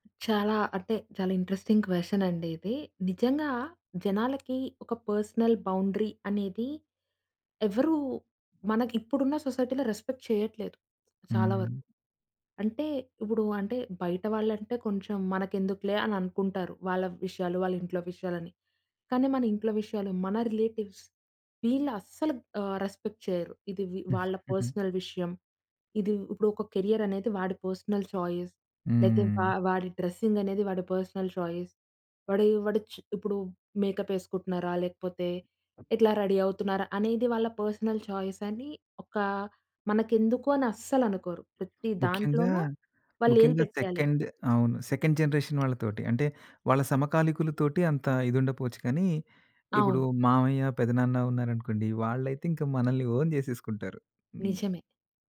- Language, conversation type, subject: Telugu, podcast, వ్యక్తిగత సరిహద్దులను నిజంగా ఎలా స్పష్టంగా తెలియజేయాలి?
- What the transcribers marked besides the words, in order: other background noise; in English: "ఇంట్రెస్టింగ్ క్వె‌షన్"; in English: "పర్సనల్ బౌండరీ"; in English: "సొసైటీ‌లో రెస్పెక్ట్"; in English: "రిలేటివ్స్"; in English: "రెస్పెక్ట్"; chuckle; in English: "పర్సనల్"; in English: "పర్సనల్ చాయిస్"; in English: "డ్రెస్సింగ్"; in English: "పర్సనల్ చాయిస్"; in English: "మేకప్"; in English: "రెడీ"; in English: "పర్సనల్"; in English: "సెకండ్"; in English: "సెకండ్ జనరేషన్"; in English: "ఓన్"